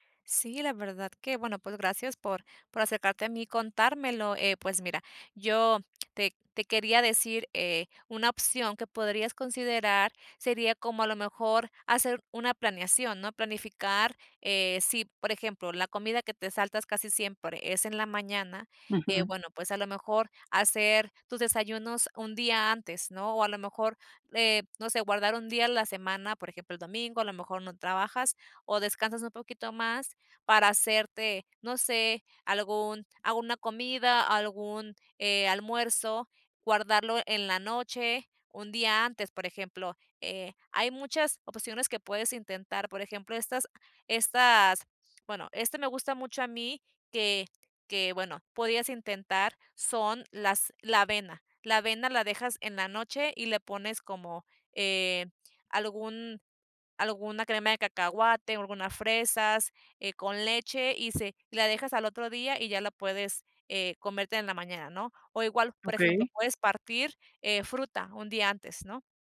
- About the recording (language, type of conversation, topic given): Spanish, advice, ¿Con qué frecuencia te saltas comidas o comes por estrés?
- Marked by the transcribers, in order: other noise